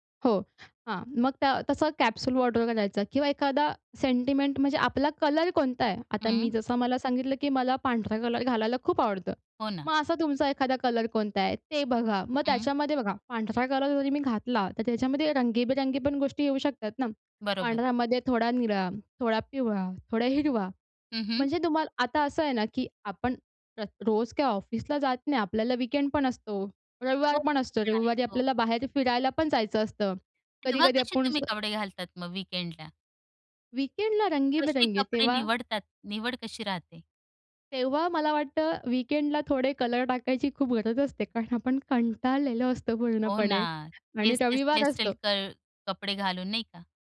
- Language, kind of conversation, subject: Marathi, podcast, तुम्ही स्वतःची स्टाईल ठरवताना साधी-सरळ ठेवायची की रंगीबेरंगी, हे कसे ठरवता?
- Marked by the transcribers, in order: other background noise; in English: "कॅप्सूल वॉर्डरोब"; in English: "सेंटिमेंट"; in English: "वीकेंड"; in English: "वीकेंडला?"; in English: "वीकेंडला"; in English: "वीकेंडला"